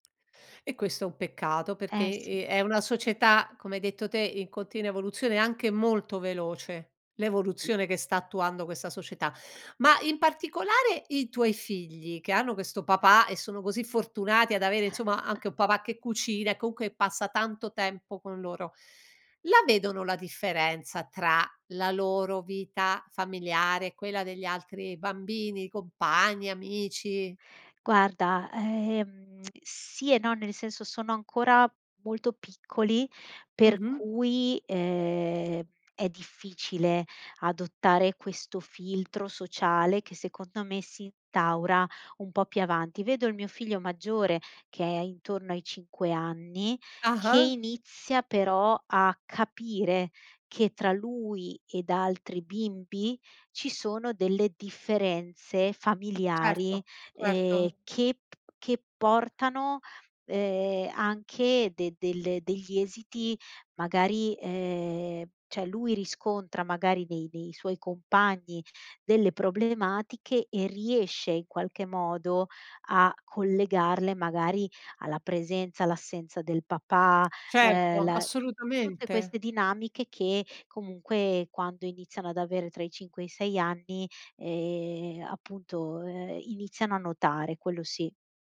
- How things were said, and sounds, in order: tapping; chuckle
- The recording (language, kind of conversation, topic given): Italian, podcast, Come coinvolgere i papà nella cura quotidiana dei figli?